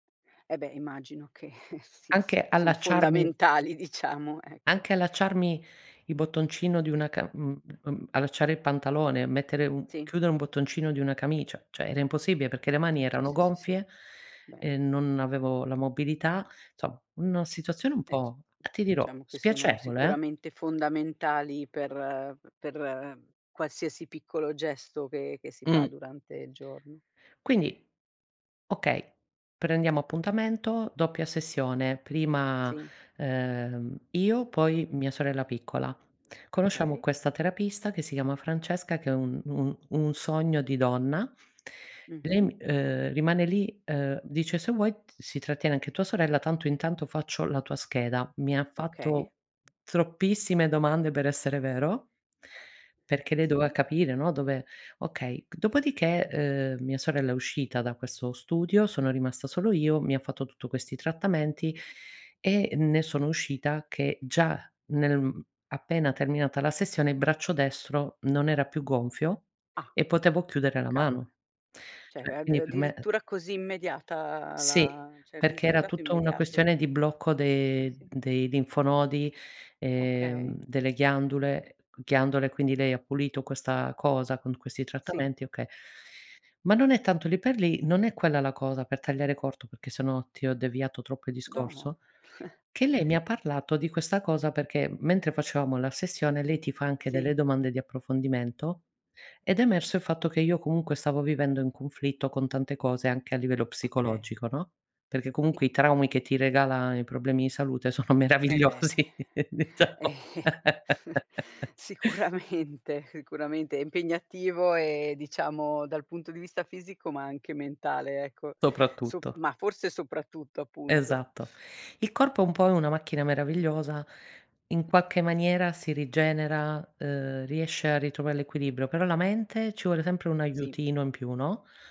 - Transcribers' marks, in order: laughing while speaking: "che sì, se, sono fondamentali"; "cioè" said as "ceh"; "diciamo" said as "ciamo"; "cioè" said as "ceh"; "cioè" said as "ceh"; chuckle; chuckle; laughing while speaking: "meravigliosi diciamo"; laugh
- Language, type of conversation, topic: Italian, podcast, Come capisci quando è il momento di ascoltare invece di parlare?